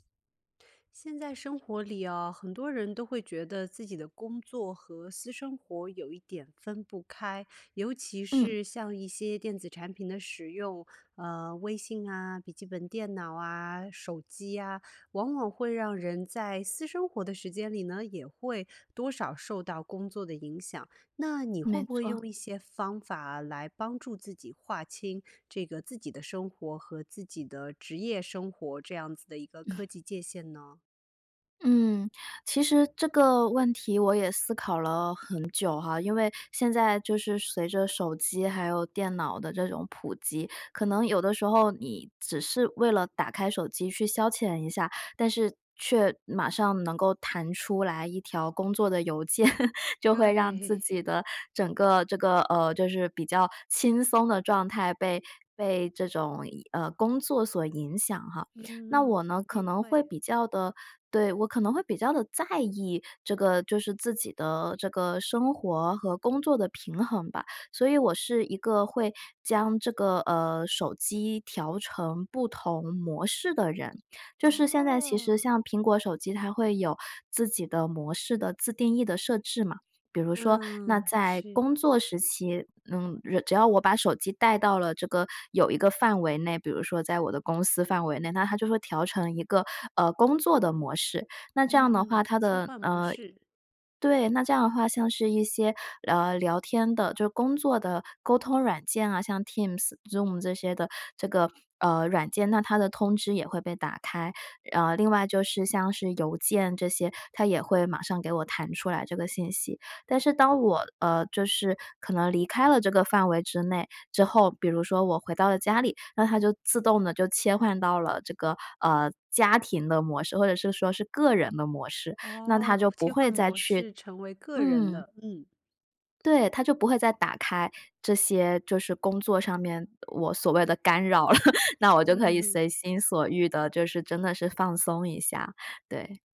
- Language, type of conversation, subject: Chinese, podcast, 如何在工作和私生活之间划清科技使用的界限？
- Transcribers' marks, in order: other background noise; laugh; laughing while speaking: "邮件"; laugh; joyful: "对"; chuckle; laughing while speaking: "干扰了"